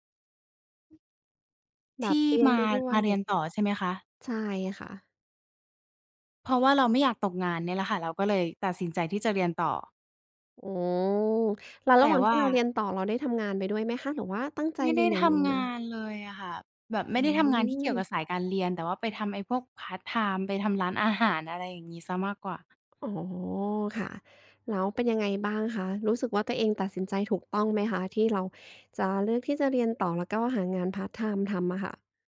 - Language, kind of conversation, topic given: Thai, podcast, หากต้องเลือกระหว่างเรียนต่อกับออกไปทำงานทันที คุณใช้วิธีตัดสินใจอย่างไร?
- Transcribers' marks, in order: tapping